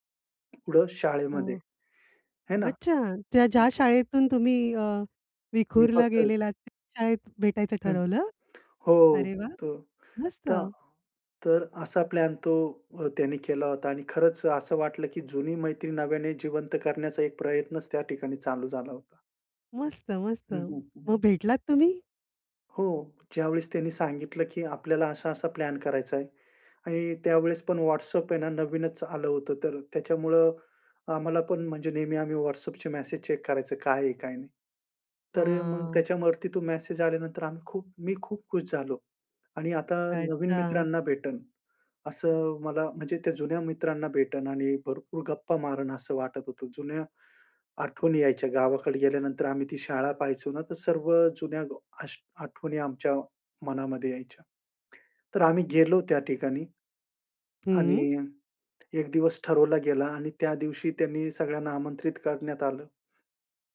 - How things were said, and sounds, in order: "कुठे" said as "कुढं"; other background noise; joyful: "मस्त, मस्त. मग भेटलात तुम्ही?"; tapping; in English: "प्लॅन"; "त्याच्यावरती" said as "त्याच्यामरती"; lip smack
- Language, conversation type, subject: Marathi, podcast, जुनी मैत्री पुन्हा नव्याने कशी जिवंत कराल?